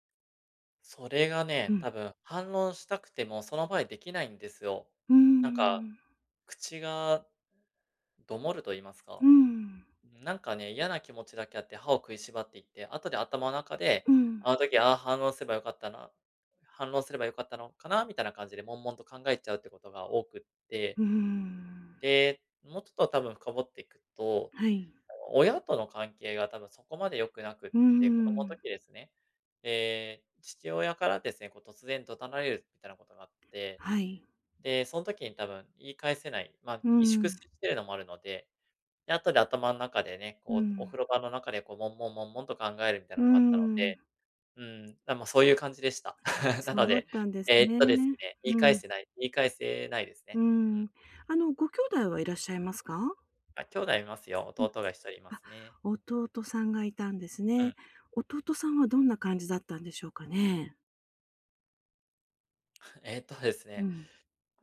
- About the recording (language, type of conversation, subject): Japanese, advice, 自己批判の癖をやめるにはどうすればいいですか？
- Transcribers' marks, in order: "怒鳴られる" said as "どたなえる"; unintelligible speech; tapping; unintelligible speech; chuckle